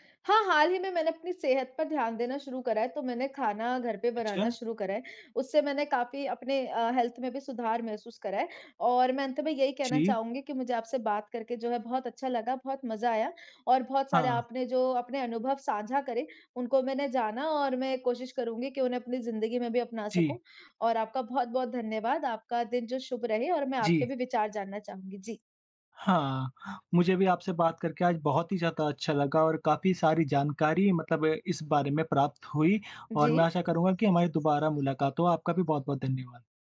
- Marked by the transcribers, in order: in English: "हेल्थ"
- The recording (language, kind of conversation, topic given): Hindi, unstructured, क्या आपको कभी खाना खाते समय उसमें कीड़े या गंदगी मिली है?